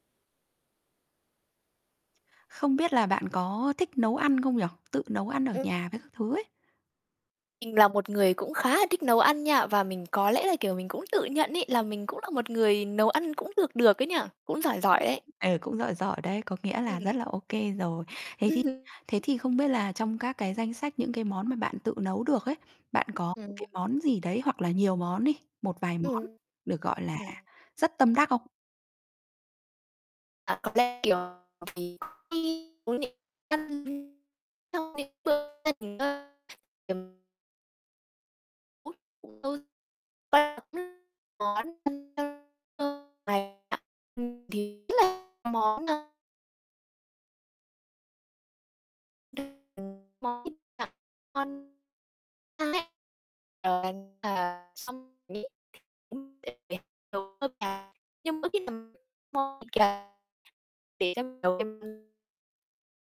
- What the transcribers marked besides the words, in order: distorted speech; tapping; other background noise; unintelligible speech; unintelligible speech; unintelligible speech; unintelligible speech; unintelligible speech
- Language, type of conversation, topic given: Vietnamese, podcast, Món ăn tự nấu nào khiến bạn tâm đắc nhất, và vì sao?
- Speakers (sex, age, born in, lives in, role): female, 20-24, Vietnam, Vietnam, guest; female, 35-39, Vietnam, Vietnam, host